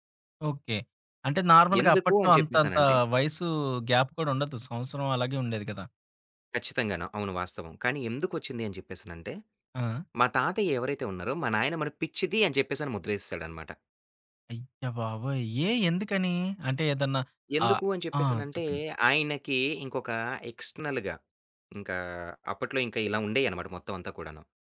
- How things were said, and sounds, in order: in English: "నార్మల్‌గా"; in English: "గ్యాప్"; in English: "ఎక్స్‌టర్‌నల్‌గా"
- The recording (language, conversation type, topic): Telugu, podcast, మీ కుటుంబ వలస కథను ఎలా చెప్పుకుంటారు?